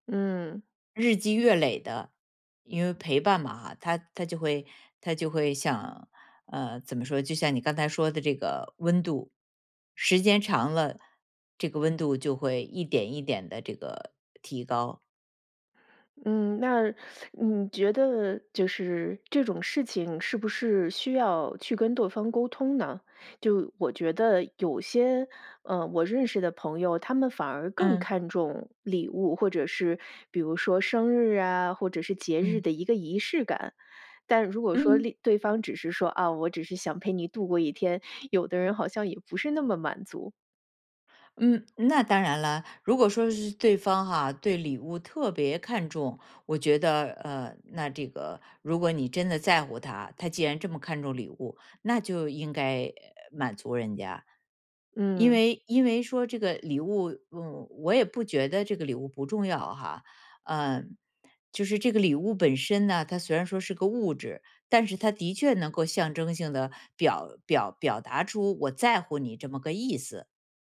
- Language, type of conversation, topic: Chinese, podcast, 你觉得陪伴比礼物更重要吗？
- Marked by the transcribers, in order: teeth sucking